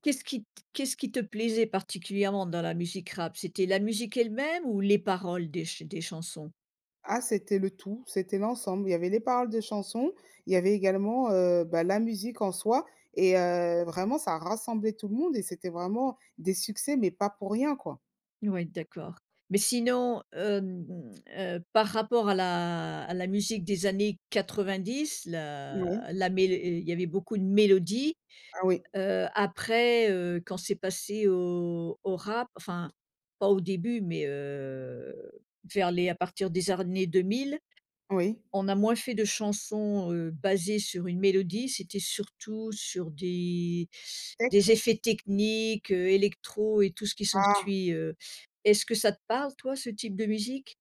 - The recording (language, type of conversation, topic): French, podcast, Comment décrirais-tu la bande-son de ta jeunesse ?
- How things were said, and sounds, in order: drawn out: "la"; stressed: "mélodies"; drawn out: "au"; tapping; drawn out: "heu"; "années" said as "arnnées"